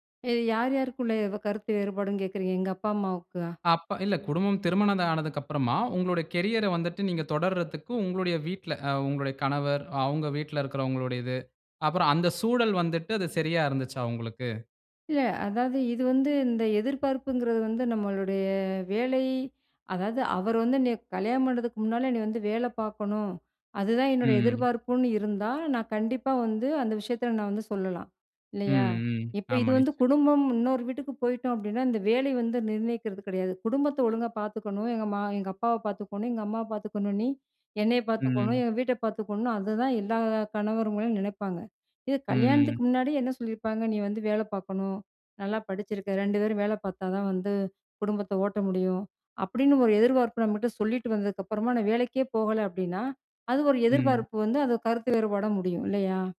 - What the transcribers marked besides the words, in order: "திருமணம்" said as "திருமணது"; in English: "கேரியர்"
- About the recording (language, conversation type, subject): Tamil, podcast, குடும்பம் உங்கள் தொழில்வாழ்க்கை குறித்து வைத்திருக்கும் எதிர்பார்ப்புகளை நீங்கள் எப்படி சமாளிக்கிறீர்கள்?